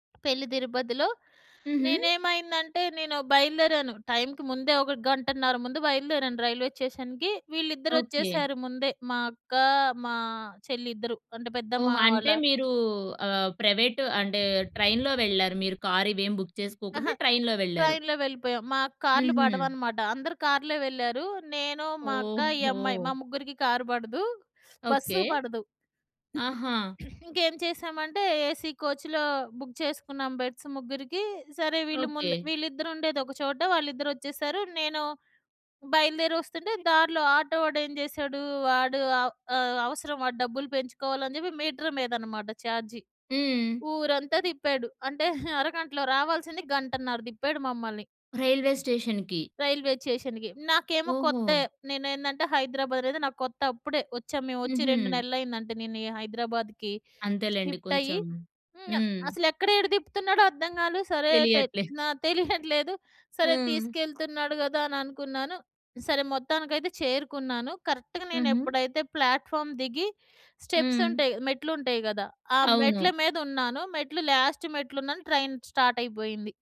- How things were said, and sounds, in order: in English: "రైల్వే స్టేషన్‌కి"; in English: "ట్రైన్‌లో"; in English: "బుక్"; in English: "ట్రైన్‌లో"; in English: "ట్రైన్‌లో"; chuckle; throat clearing; in English: "ఏసీ కోచ్‌లో బుక్"; in English: "బెడ్స్"; in English: "మీటర్"; other background noise; in English: "రైల్వే స్టేషన్‌కి"; in English: "షిఫ్ట్"; in English: "కరెక్ట్‌గా"; in English: "ప్లాట్‌ఫార్మ్"; in English: "స్టెప్స్"; in English: "లాస్ట్"; in English: "ట్రైన్ స్టార్ట్"
- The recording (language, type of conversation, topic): Telugu, podcast, మీకు బ్యాగ్ పోయిపోయిన అనుభవం ఉందా?